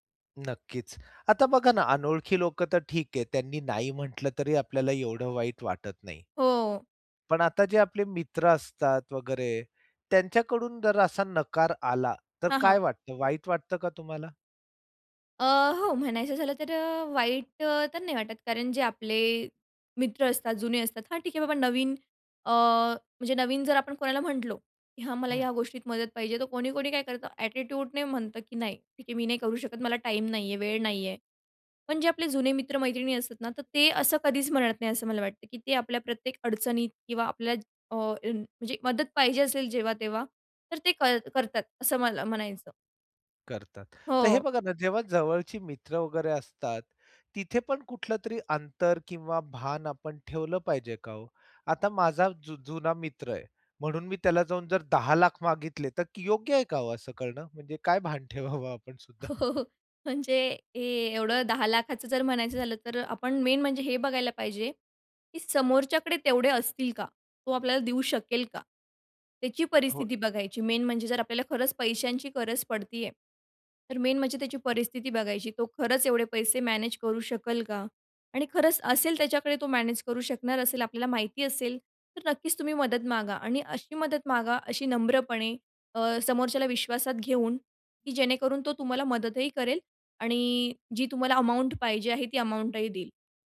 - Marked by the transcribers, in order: tapping; in English: "एटिट्यूड"; other background noise; laughing while speaking: "भान ठेवावं आपण सुद्धा?"; laughing while speaking: "हो, हो, हो"; in English: "मेन"; in English: "मेन"; in English: "मेन"
- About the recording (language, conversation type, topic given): Marathi, podcast, एखाद्याकडून मदत मागायची असेल, तर तुम्ही विनंती कशी करता?